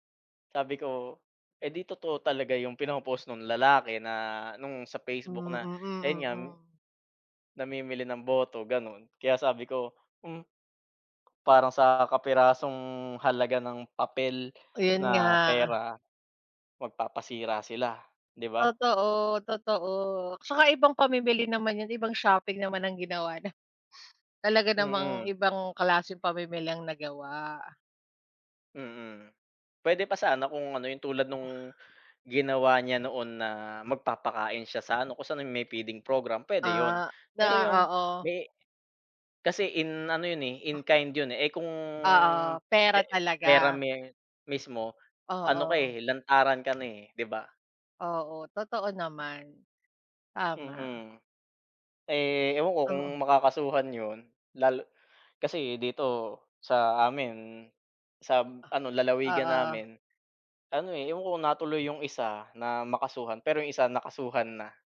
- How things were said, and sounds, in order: other background noise; tapping
- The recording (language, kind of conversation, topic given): Filipino, unstructured, Ano ang nararamdaman mo kapag may mga isyu ng pandaraya sa eleksiyon?